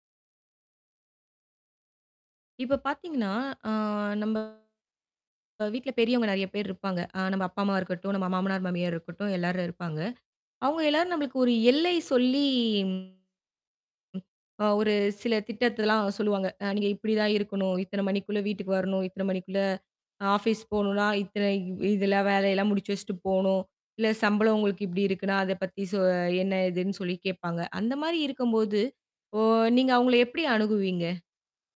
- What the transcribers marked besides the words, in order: static; distorted speech; drawn out: "சொல்லி"; tapping
- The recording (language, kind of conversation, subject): Tamil, podcast, மூத்தவர்களிடம் மரியாதையுடன் எல்லைகளை நிர்ணயிப்பதை நீங்கள் எப்படி அணுகுவீர்கள்?